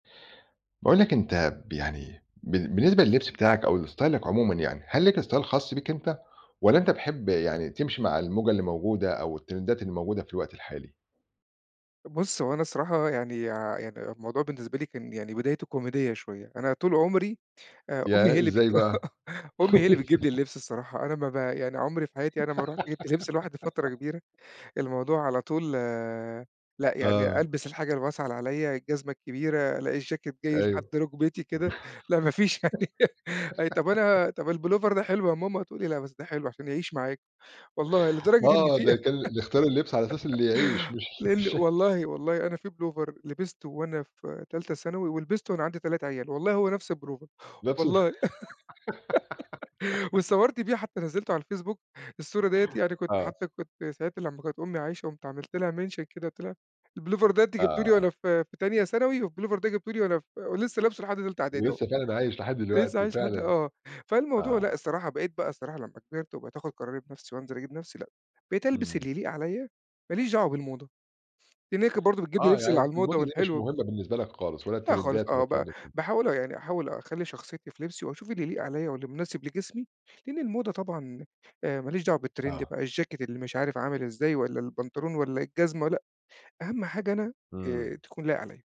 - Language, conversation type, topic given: Arabic, podcast, إنت بتميل أكتر إنك تمشي ورا الترندات ولا تعمل ستايلك الخاص؟
- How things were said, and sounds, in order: in English: "لإستايلك"; in English: "style"; in English: "التريندات"; laugh; giggle; laugh; giggle; other background noise; giggle; tapping; "البلوفر" said as "البروفر"; giggle; giggle; in English: "mention"; in English: "التريندات"; in English: "بالتريند"